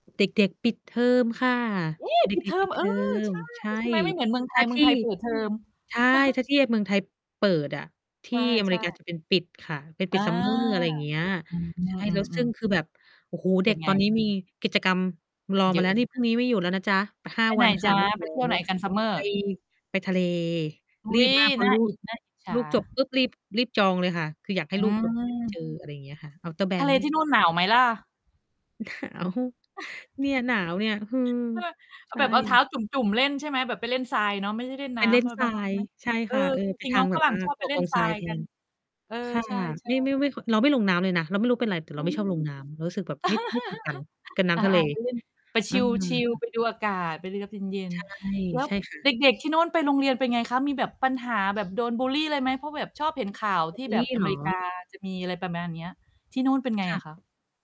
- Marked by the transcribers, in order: tapping; mechanical hum; surprised: "เอ๊ ! ปิดเทอม"; distorted speech; chuckle; static; other background noise; in English: "Outer banks"; unintelligible speech; chuckle; unintelligible speech; laugh
- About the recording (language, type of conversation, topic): Thai, unstructured, ทำไมเด็กบางคนถึงถูกเพื่อนรังแก?